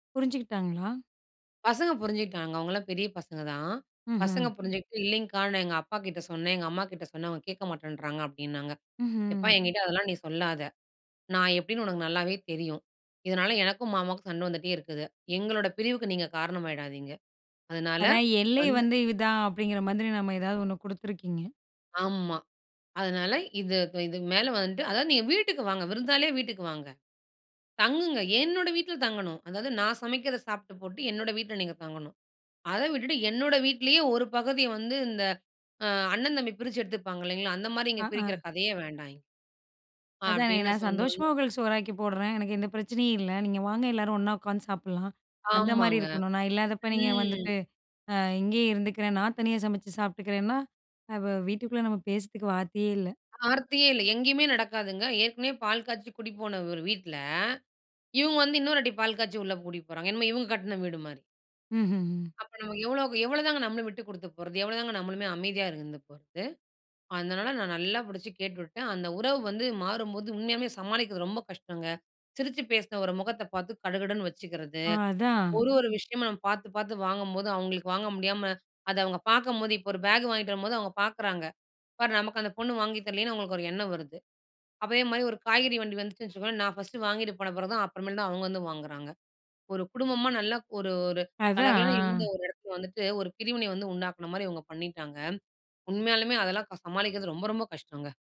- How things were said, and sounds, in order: other background noise; disgusted: "இவங்க வந்து இன்னொரு வாட்டி பால் … கட்ன வீடு மாரி"; angry: "அப்ப நமக்கு எவ்வளோக்கு எவ்வளோ தாங்க … நல்லா புடிச்சு கேட்டுவிட்டேன்"; "அதே" said as "அபே"
- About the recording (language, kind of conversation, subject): Tamil, podcast, உறவுகளில் மாற்றங்கள் ஏற்படும் போது நீங்கள் அதை எப்படிச் சமாளிக்கிறீர்கள்?